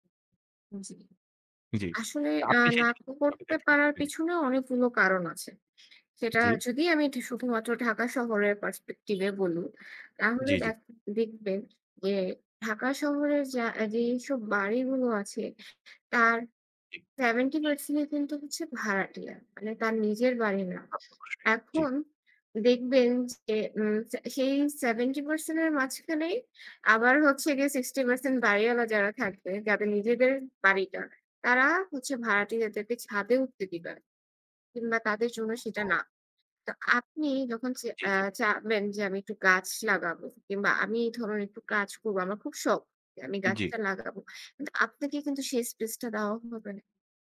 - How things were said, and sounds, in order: unintelligible speech; other background noise; horn; tapping; unintelligible speech
- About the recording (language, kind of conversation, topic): Bengali, unstructured, শহরে গাছপালা কমে যাওয়ায় আপনি কেমন অনুভব করেন?